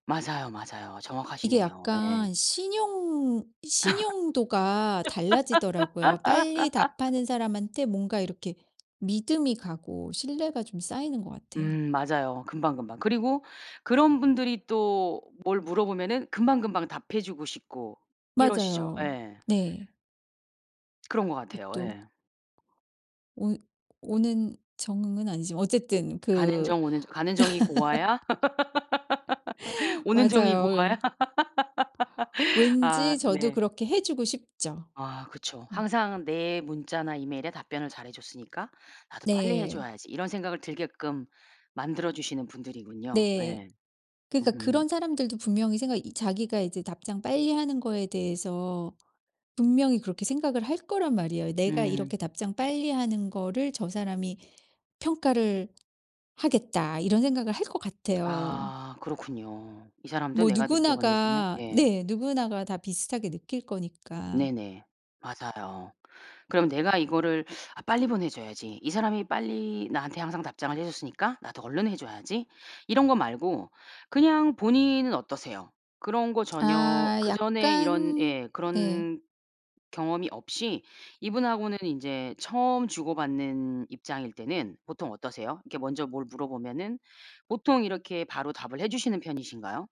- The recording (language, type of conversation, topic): Korean, podcast, 답장 속도만으로 사람을 평가해 본 적이 있나요?
- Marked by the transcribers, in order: other background noise; laugh; lip smack; laugh; laugh; tapping